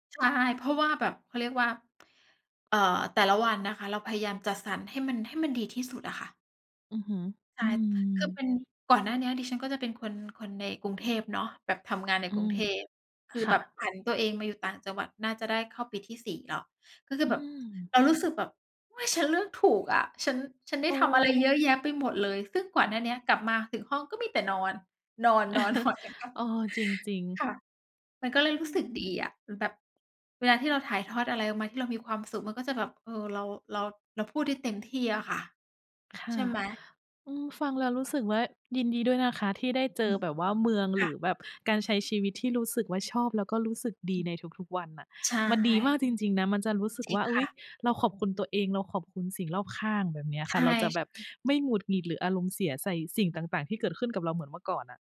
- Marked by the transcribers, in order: other background noise; chuckle; unintelligible speech
- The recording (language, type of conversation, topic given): Thai, unstructured, มีอะไรช่วยให้คุณรู้สึกดีขึ้นตอนอารมณ์ไม่ดีไหม?